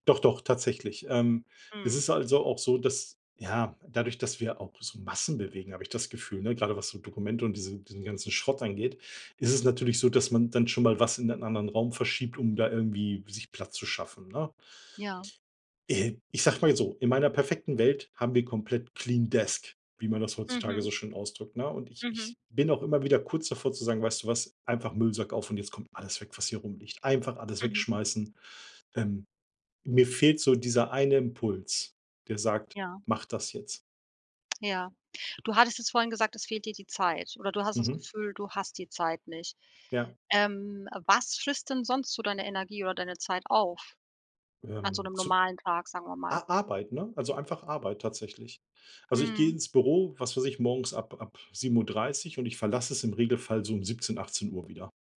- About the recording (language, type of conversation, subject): German, advice, Wie beeinträchtigen Arbeitsplatzchaos und Ablenkungen zu Hause deine Konzentration?
- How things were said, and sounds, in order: in English: "clean desk"